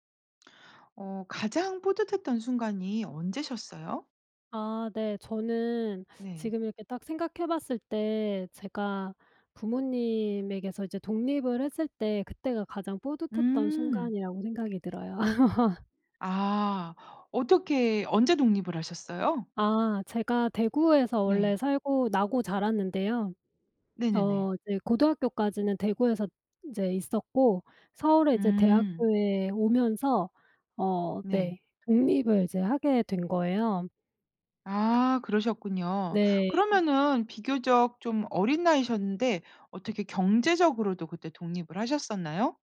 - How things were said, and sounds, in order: laugh; other background noise; tapping
- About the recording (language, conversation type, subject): Korean, podcast, 그 일로 가장 뿌듯했던 순간은 언제였나요?